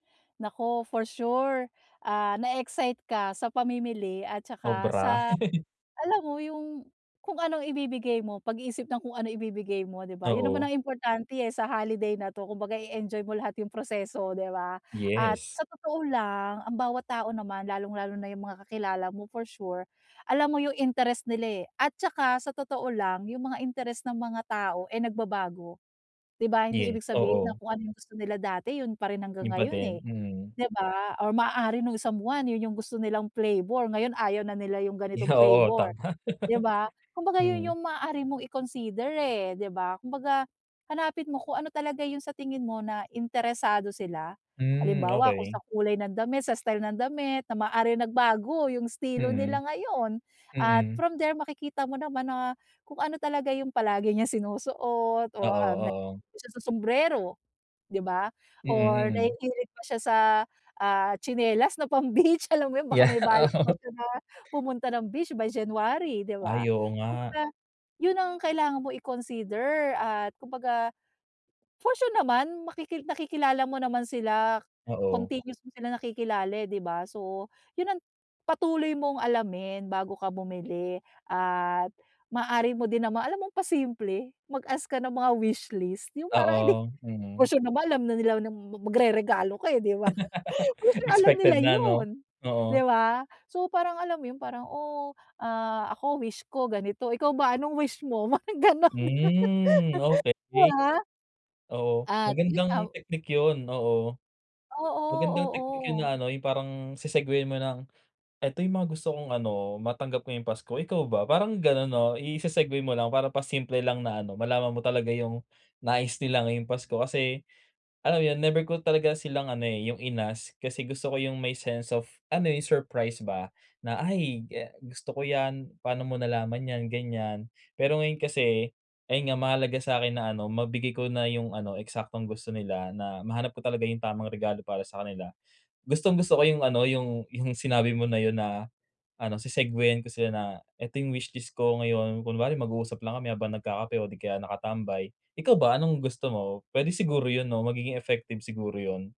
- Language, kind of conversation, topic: Filipino, advice, Paano ako makakahanap ng tamang regalo para sa kaibigan na mahilig sa pananamit?
- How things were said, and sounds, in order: in English: "for sure"; other background noise; laugh; in English: "for sure"; in English: "from there"; laughing while speaking: "Yeah, oo"; in English: "for sure"; in English: "continuous"; laughing while speaking: "hindi"; in English: "for sure"; laugh; laughing while speaking: "'di ba, for sure"; in English: "for sure"; laughing while speaking: "Mga gano'n"; laugh; in English: "effective"